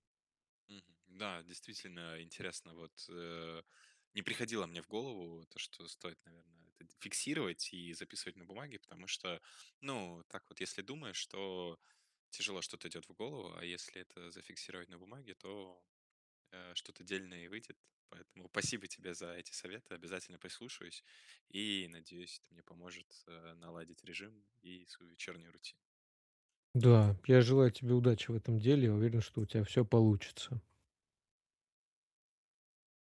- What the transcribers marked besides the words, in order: tapping
- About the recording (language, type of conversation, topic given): Russian, advice, Как мне уменьшить беспокойство по вечерам перед сном?